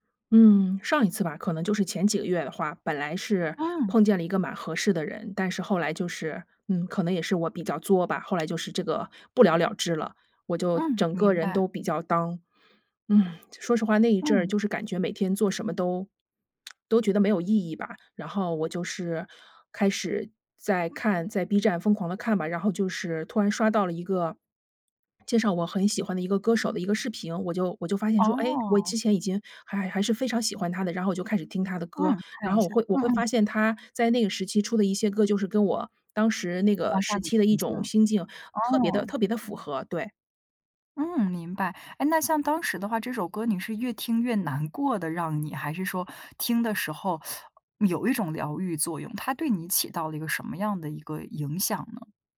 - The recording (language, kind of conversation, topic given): Chinese, podcast, 失恋后你会把歌单彻底换掉吗？
- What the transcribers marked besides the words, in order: in English: "down"; sigh; lip smack; teeth sucking